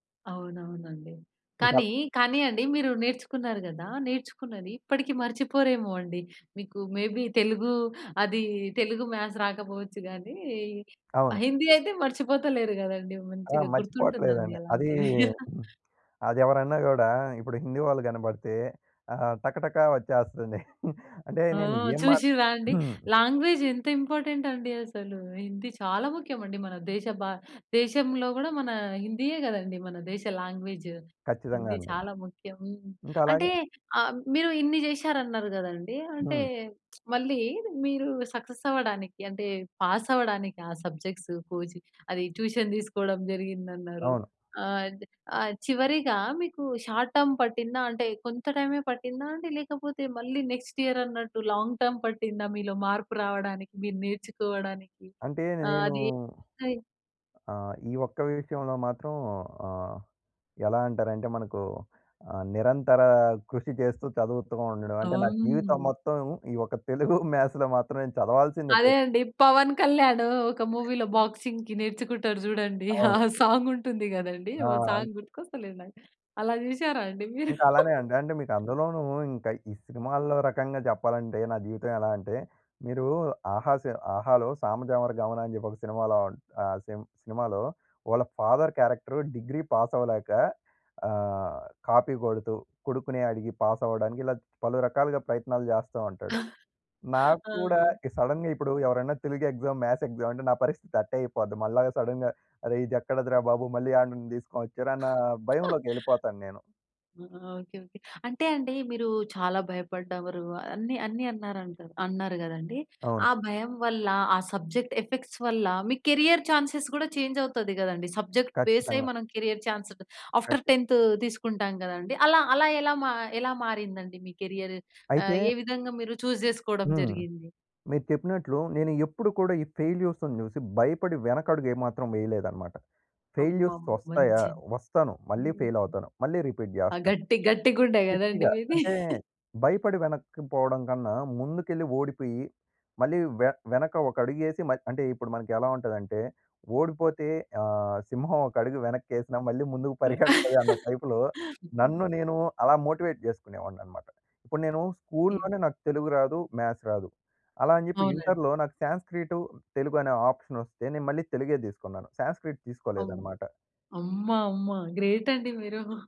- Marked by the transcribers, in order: in English: "మే బీ"; in English: "మ్యాథ్స్"; other background noise; tapping; laugh; chuckle; in English: "లాంగ్వేజ్"; throat clearing; in English: "లాంగ్వేజ్"; lip smack; in English: "సక్సెస్"; in English: "ట్యూషన్"; in English: "షార్ట్ టర్మ్"; in English: "నెక్స్ట్ ఇయర్"; in English: "లాంగ్ టర్మ్"; "కృషి" said as "కుషి"; laughing while speaking: "తెలుగు"; in English: "మ్యాథ్స్‌లో"; other noise; in English: "బాక్సింగ్‌కి"; laughing while speaking: "ఆ సాంగ్ ఉంటుంది"; in English: "సాంగ్"; in English: "సాంగ్"; laugh; in English: "ఫాదర్"; in English: "సడెన్‌గా"; chuckle; in English: "ఎగ్జామ్, మ్యాథ్స్ ఎగ్జామ్"; in English: "సడెన్‌గ"; chuckle; "భయపడ్డారు" said as "భయపడ్డవరు"; in English: "సబ్జెక్ట్ ఎఫెక్ట్స్"; in English: "కెరీర్ ఛాన్సెస్"; in English: "ఛేంజ్"; in English: "సబ్జెక్ట్"; in English: "కెరీర్ ఛాన్స్"; in English: "ఆఫ్టర్"; in English: "ఛూస్"; in English: "ఫెయిల్యూర్స్‌ని"; in English: "ఫెయిల్యూర్స్"; in English: "రిపీట్"; laugh; laughing while speaking: "పరిగెడతది"; in English: "మోటివేట్"; laugh; in English: "మ్యాథ్స్"; in English: "ఇంటర్‍లో"; in English: "ఆప్షన్"; in English: "శాన్స్క్రీట్"; in English: "గ్రేట్"
- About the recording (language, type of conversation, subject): Telugu, podcast, పరీక్షలో పరాజయం మీకు ఎలా మార్గదర్శకమైంది?